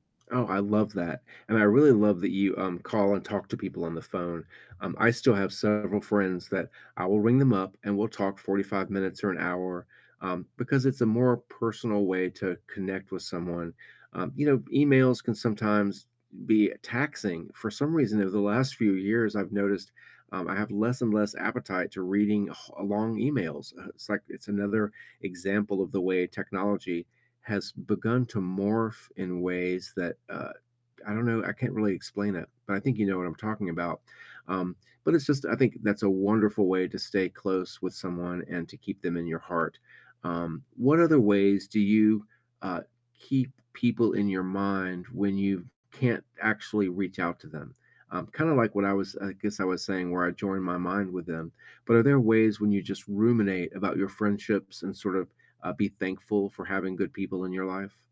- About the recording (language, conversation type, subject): English, unstructured, What small, everyday habits help you stay close to people you care about over time?
- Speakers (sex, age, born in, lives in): male, 35-39, United States, United States; male, 60-64, United States, United States
- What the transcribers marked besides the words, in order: distorted speech; tapping